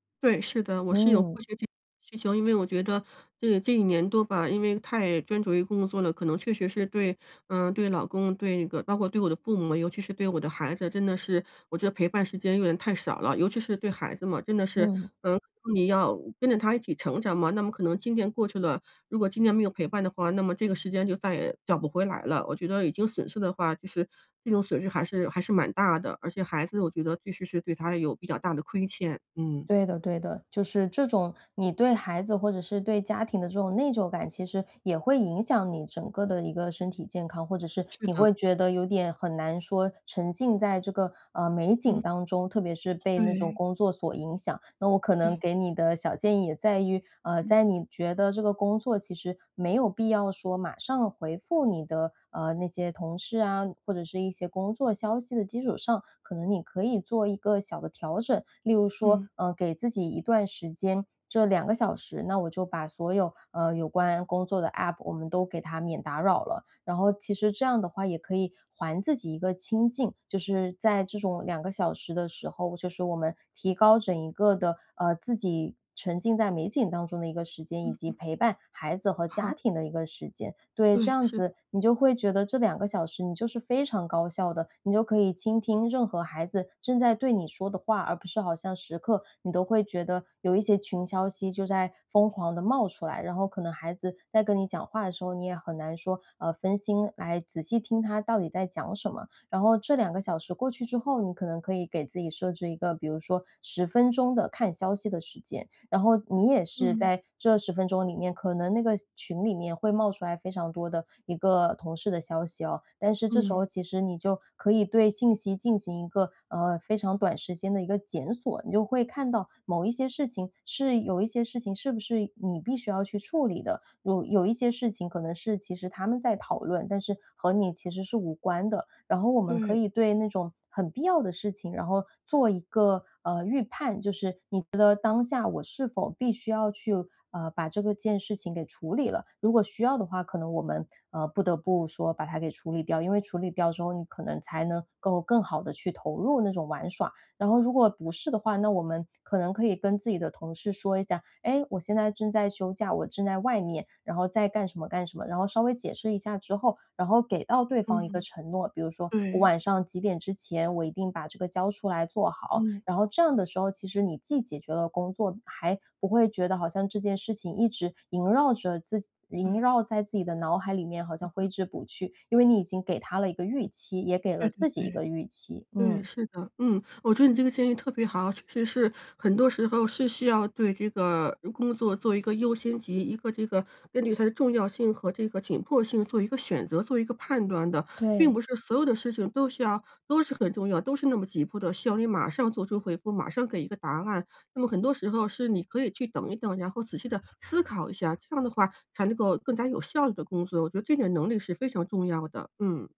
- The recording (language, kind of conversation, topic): Chinese, advice, 旅行中如何减压并保持身心健康？
- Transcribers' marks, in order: unintelligible speech; other background noise